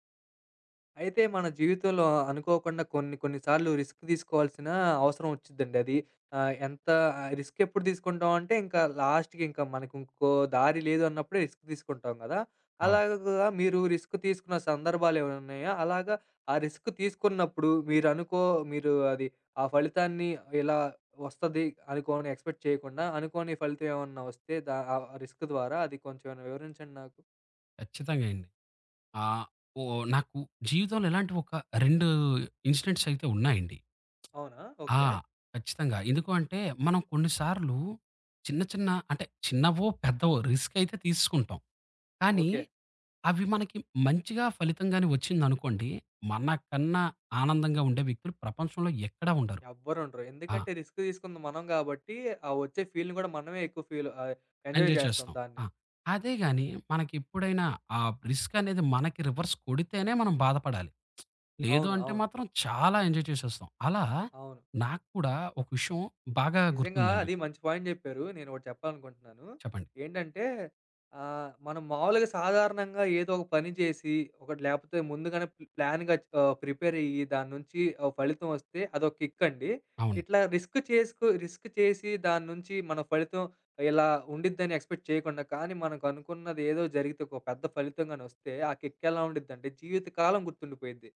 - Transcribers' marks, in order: in English: "రిస్క్"; in English: "రిస్క్"; in English: "లాస్ట్‌కి"; in English: "రిస్క్"; in English: "రిస్క్"; in English: "రిస్క్"; in English: "ఎక్స్‌పెక్ట్"; in English: "రిస్క్"; in English: "ఇన్సిడెంట్స్"; other background noise; in English: "రిస్క్"; in English: "రిస్క్"; in English: "ఫీల్‌ని"; in English: "ఫీల్"; in English: "ఎంజాయ్"; in English: "ఎంజాయ్"; in English: "రిస్క్"; in English: "రివర్స్"; lip smack; in English: "ఎంజాయ్"; in English: "పాయింట్"; in English: "ప్ ప్లాన్‌గా"; in English: "ప్రిపేర్"; in English: "కిక్"; in English: "రిస్క్"; in English: "రిస్క్"; in English: "ఎక్స్‌పెక్ట్"; in English: "కిక్"
- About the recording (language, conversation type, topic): Telugu, podcast, ఒక రిస్క్ తీసుకుని అనూహ్యంగా మంచి ఫలితం వచ్చిన అనుభవం ఏది?
- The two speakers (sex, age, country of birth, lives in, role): male, 25-29, India, India, host; male, 30-34, India, India, guest